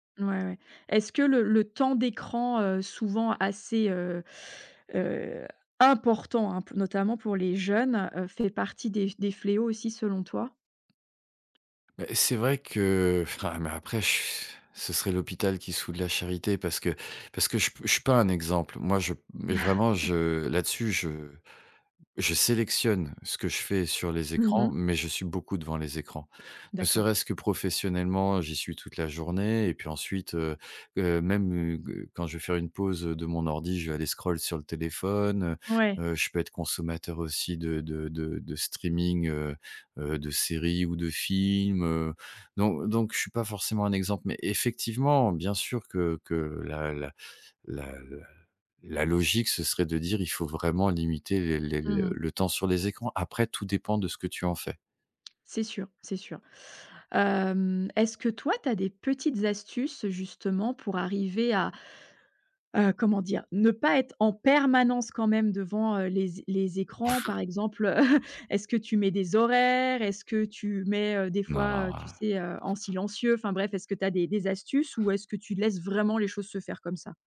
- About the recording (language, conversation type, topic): French, podcast, Comment la technologie change-t-elle tes relations, selon toi ?
- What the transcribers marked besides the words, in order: stressed: "important"; blowing; chuckle; stressed: "permanence"; chuckle; stressed: "vraiment"